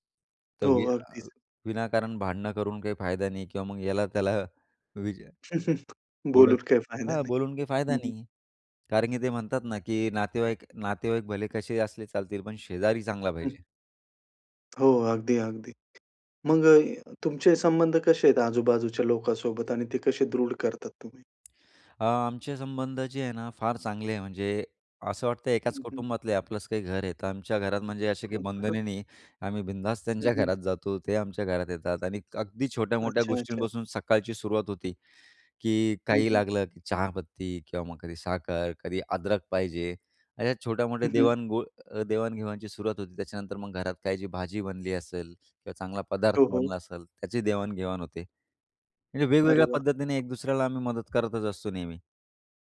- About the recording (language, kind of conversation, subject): Marathi, podcast, आपल्या परिसरात एकमेकांवरील विश्वास कसा वाढवता येईल?
- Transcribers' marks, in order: unintelligible speech; chuckle; other background noise; tapping; unintelligible speech